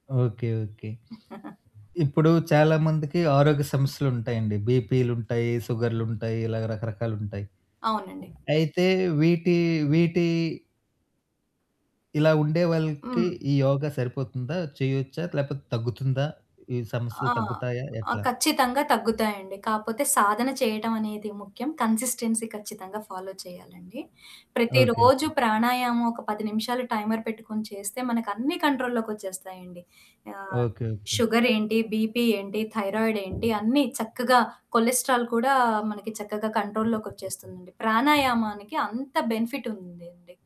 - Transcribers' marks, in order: chuckle; static; in English: "కన్సిస్టెన్సీ"; in English: "ఫాలో"; in English: "టైమర్"; in English: "కంట్రోల్‌లోకొచ్చేస్తాయండి"; in English: "బీపీ"; in English: "థైరాయిడ్"; other background noise; in English: "కొలెస్ట్రాల్"; in English: "కంట్రోల్‌లోకి"; in English: "బెనిఫిట్"
- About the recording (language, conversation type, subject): Telugu, podcast, సులభమైన యోగా భంగిమలు చేయడం వల్ల మీకు వచ్చిన లాభాలు ఏమిటి?